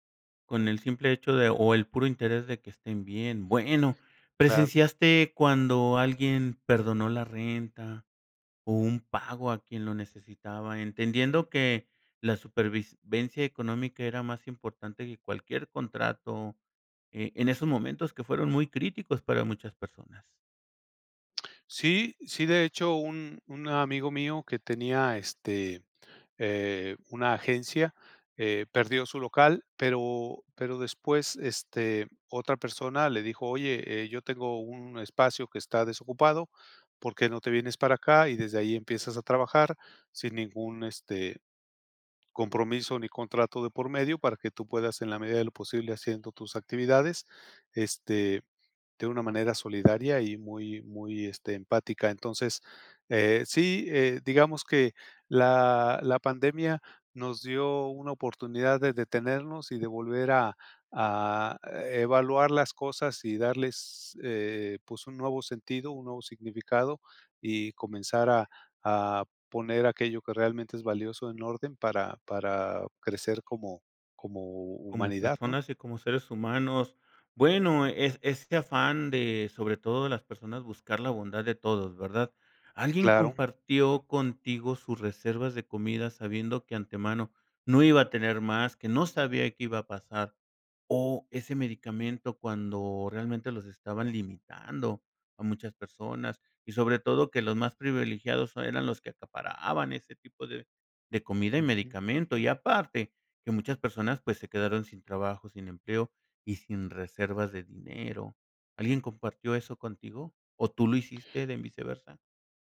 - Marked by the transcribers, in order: "supervivencia" said as "supervisvencia"; tapping
- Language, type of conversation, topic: Spanish, podcast, ¿Cuál fue tu encuentro más claro con la bondad humana?